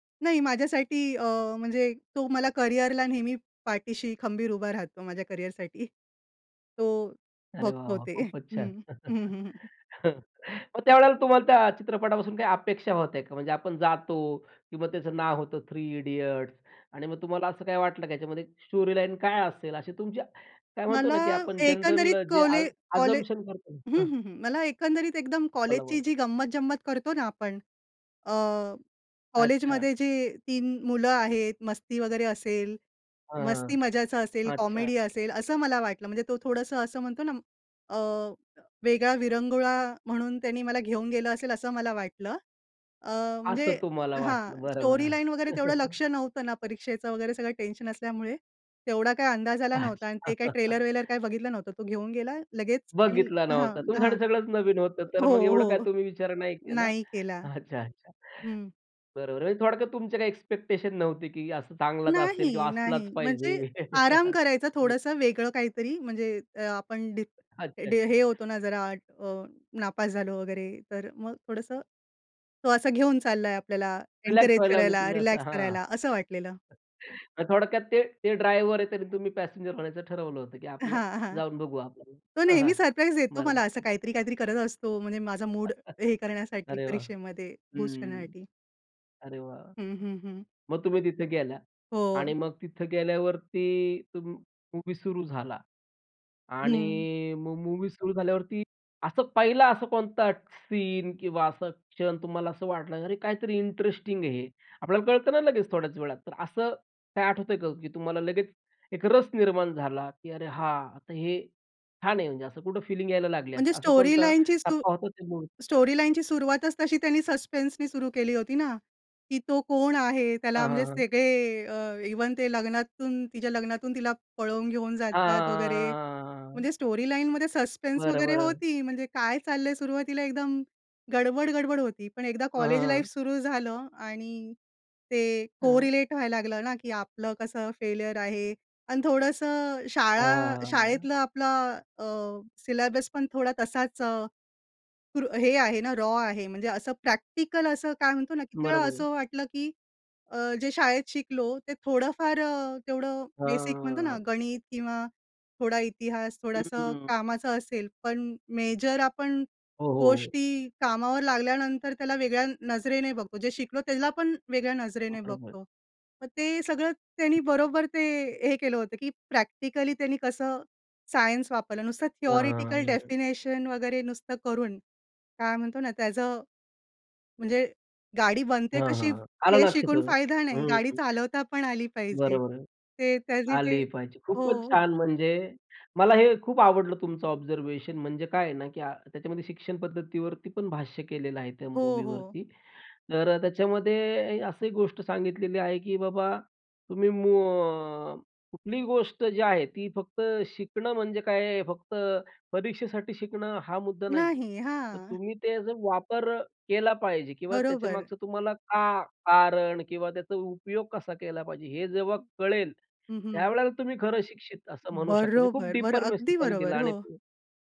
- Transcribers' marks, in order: chuckle; laugh; other noise; in English: "स्टोरी"; in English: "असम्पशन"; in English: "कॉमेडी"; in English: "स्टोरी"; laugh; laugh; laugh; in English: "एन्करेज"; tapping; in English: "बूस्ट"; in English: "इंटरेस्टिंग"; in English: "स्टोरी"; in English: "स्टोरी"; in English: "सस्पेन्सनी"; drawn out: "हां"; in English: "स्टोरी"; in English: "सस्पेन्स"; in English: "कोरिलेट"; drawn out: "हां"; in English: "फेल्युर"; in English: "सिलेबस"; in English: "रॉ"; drawn out: "हां"; in English: "बेसिक"; drawn out: "हां"; in English: "थियोरेटिकल डेफिनेशन"; in English: "ऑब्झर्वेशन"; in English: "डीपर"
- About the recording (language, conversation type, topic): Marathi, podcast, कुठल्या चित्रपटाने तुम्हाला सर्वात जास्त प्रेरणा दिली आणि का?